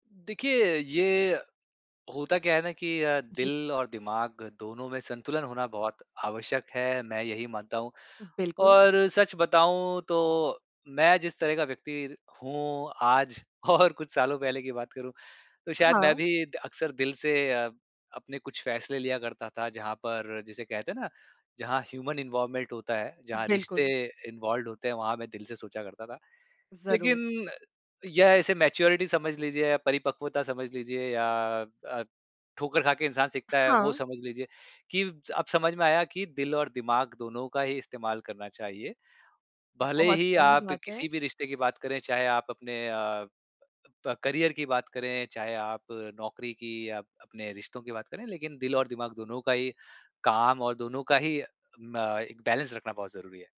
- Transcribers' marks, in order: laughing while speaking: "और"; in English: "ह्यूमन इन्वॉल्वमेंट"; in English: "इन्वॉल्व्ड"; in English: "मैच्योरिटी"; in English: "करियर"; in English: "बैलेंस"
- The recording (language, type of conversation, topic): Hindi, podcast, फैसला लेते समय आप दिल की सुनते हैं या दिमाग की?